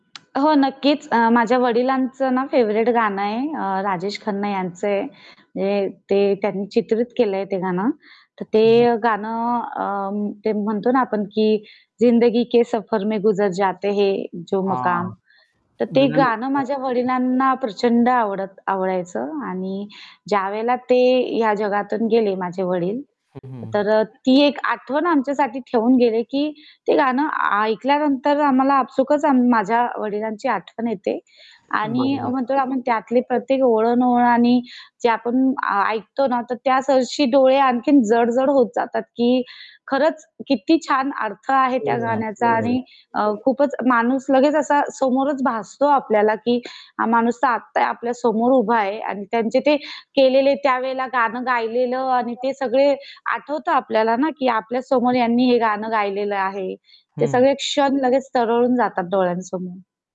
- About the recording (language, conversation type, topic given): Marathi, podcast, घरच्या आठवणी जागवणारी कोणती गाणी तुम्हाला लगेच आठवतात?
- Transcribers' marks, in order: tapping; other background noise; in English: "फेव्हरेट"; static; in Hindi: "जिंदगी के सफर में गुजर जाते है जो मकाम"; distorted speech; unintelligible speech; background speech; unintelligible speech